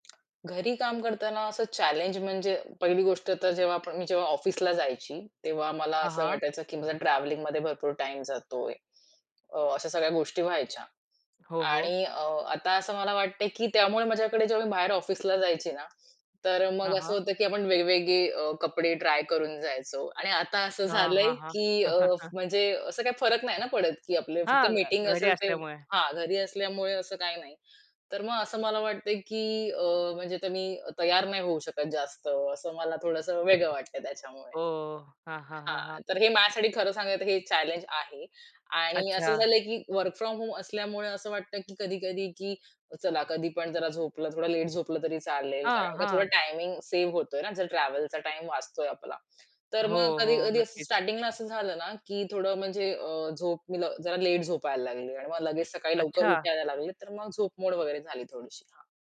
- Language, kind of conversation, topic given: Marathi, podcast, घरी कामासाठी सोयीस्कर कार्यालयीन जागा कशी तयार कराल?
- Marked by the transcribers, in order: tapping; other background noise; chuckle; in English: "वर्क फ्रॉम होम"